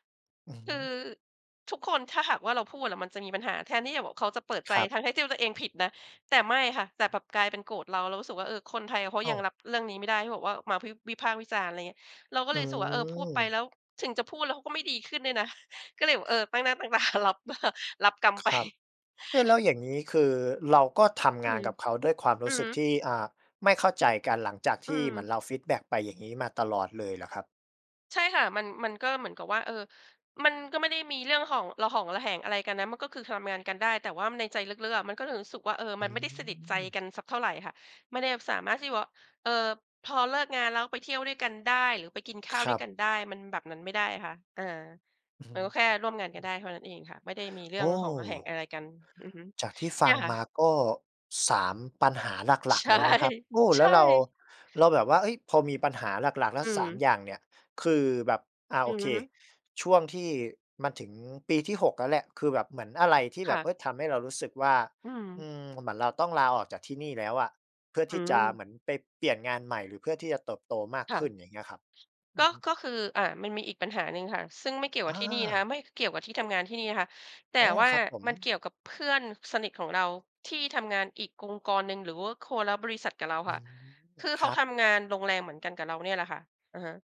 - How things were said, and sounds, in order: chuckle; laughing while speaking: "ตั้งตา รับ รับกรรมไป"; laughing while speaking: "ใช่"
- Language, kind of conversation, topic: Thai, podcast, เมื่อไหร่คุณถึงรู้ว่าถึงเวลาต้องลาออกจากงานเดิม?